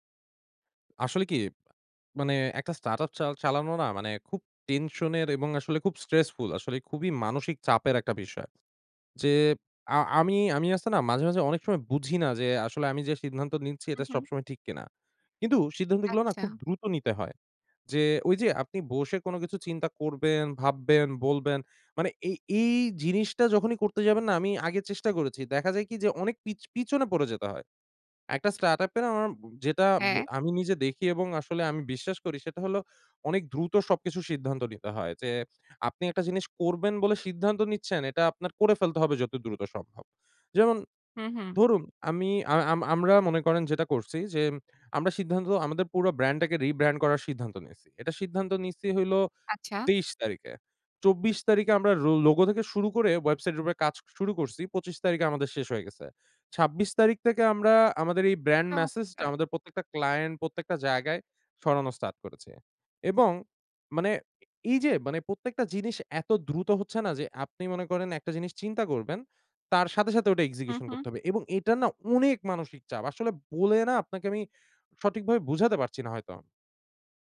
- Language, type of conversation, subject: Bengali, advice, স্টার্টআপে দ্রুত সিদ্ধান্ত নিতে গিয়ে আপনি কী ধরনের চাপ ও দ্বিধা অনুভব করেন?
- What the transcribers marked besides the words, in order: in English: "স্টার্টআপ"; in English: "স্ট্রেসফুল"; in English: "স্টার্টআপ"; in English: "রিব্র্যান্ড"; in English: "ক্লায়েন্ট"; in English: "এক্সিকিউশন"